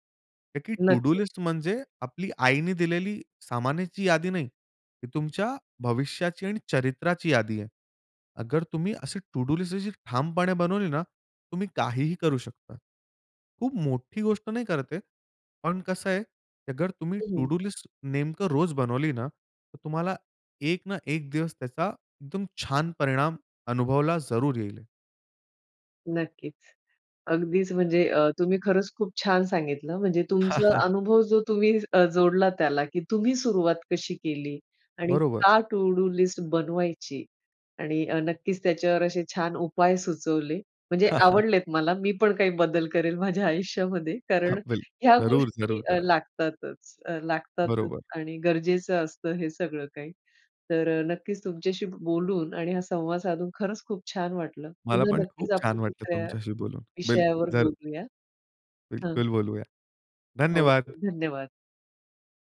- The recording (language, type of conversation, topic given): Marathi, podcast, तुम्ही तुमची कामांची यादी व्यवस्थापित करताना कोणते नियम पाळता?
- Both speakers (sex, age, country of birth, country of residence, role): female, 40-44, India, India, host; male, 25-29, India, India, guest
- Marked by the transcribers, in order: in English: "टू डू लिस्ट"; in English: "टू डू लिस्ट"; other background noise; in English: "टू डू लिस्ट"; chuckle; unintelligible speech; tapping